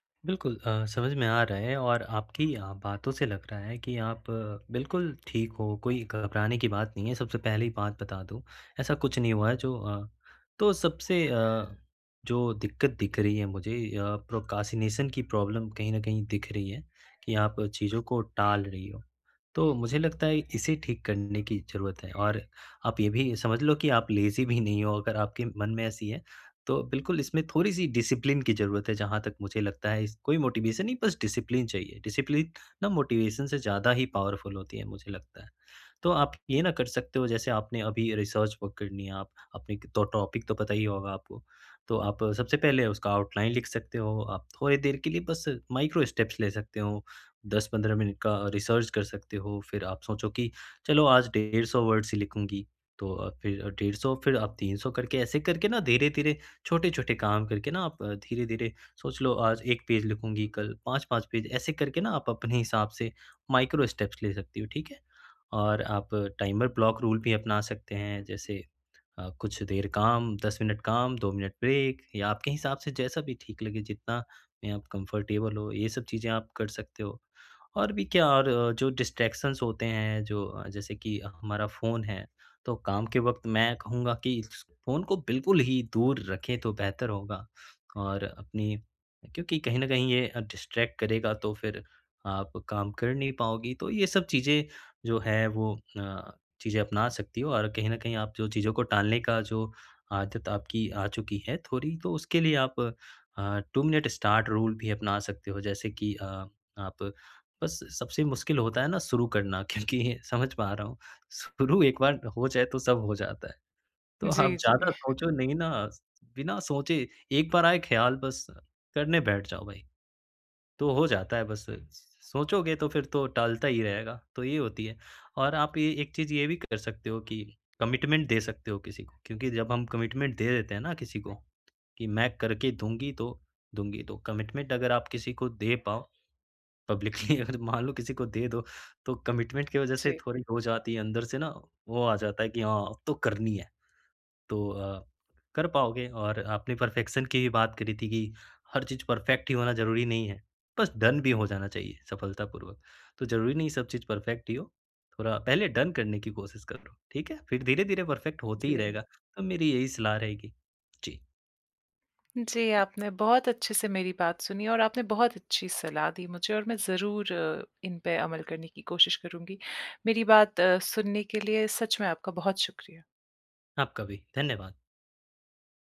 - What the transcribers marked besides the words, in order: in English: "प्रोक्रेस्टिनेशन"; in English: "प्रॉब्लम"; in English: "लेज़ी"; in English: "डिसिप्लिन"; in English: "मोटिवेशन"; in English: "डिसिप्लिन"; in English: "डिसिप्लिन"; in English: "मोटिवेशन"; in English: "पावरफुल"; in English: "रिसर्च वर्क"; in English: "टॉपिक"; in English: "आउटलाइन"; in English: "माइक्रो स्टेप्स"; in English: "रिसर्च"; in English: "वर्ड्स"; in English: "पेज"; in English: "पेज"; in English: "माइक्रो स्टेप्स"; in English: "टाइमर ब्लॉक रूल"; in English: "ब्रेक"; in English: "कंफर्टेबल"; in English: "डिस्ट्रैक्शंस"; in English: "डिस्ट्रैक्ट"; in English: "टू"; in English: "स्टार्ट रूल"; laughing while speaking: "क्योंकि"; in English: "कमिटमेंट"; in English: "कमिटमेंट"; in English: "कमिटमेंट"; laughing while speaking: "पब्लिकली"; in English: "पब्लिकली"; in English: "कमिटमेंट"; in English: "परफेक्शन"; in English: "परफेक्ट"; in English: "डन"; in English: "परफेक्ट"; in English: "डन"; in English: "परफेक्ट"
- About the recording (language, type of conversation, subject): Hindi, advice, मैं बार-बार समय-सीमा क्यों चूक रहा/रही हूँ?